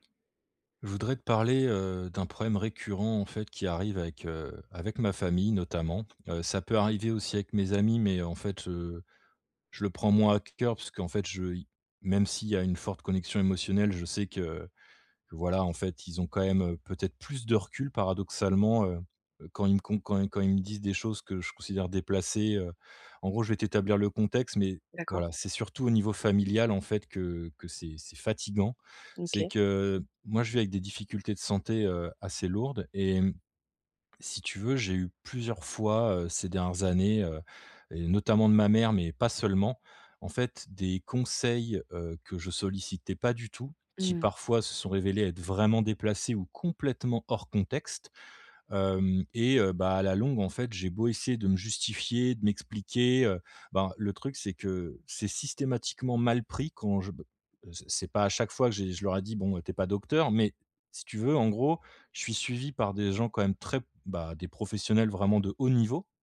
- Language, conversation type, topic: French, advice, Comment réagir lorsque ses proches donnent des conseils non sollicités ?
- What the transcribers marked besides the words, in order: other background noise; stressed: "plus"